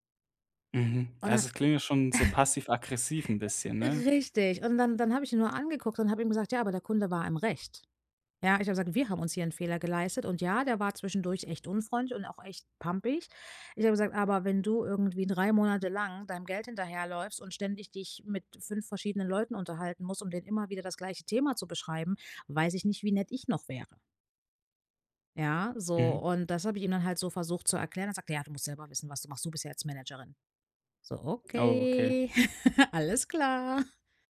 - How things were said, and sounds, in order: chuckle; stressed: "lang"; drawn out: "okay"; giggle; drawn out: "klar"
- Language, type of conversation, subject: German, advice, Woran erkenne ich, ob Kritik konstruktiv oder destruktiv ist?